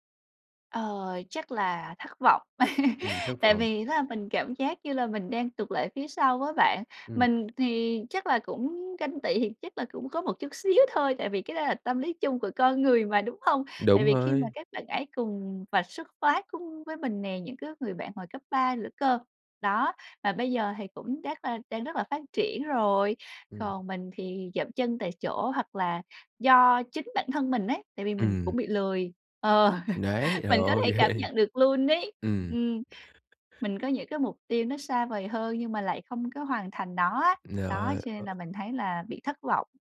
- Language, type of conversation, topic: Vietnamese, advice, Làm sao để giảm áp lực khi mình hay so sánh bản thân với người khác?
- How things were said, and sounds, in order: laugh; unintelligible speech; tapping; laugh; other background noise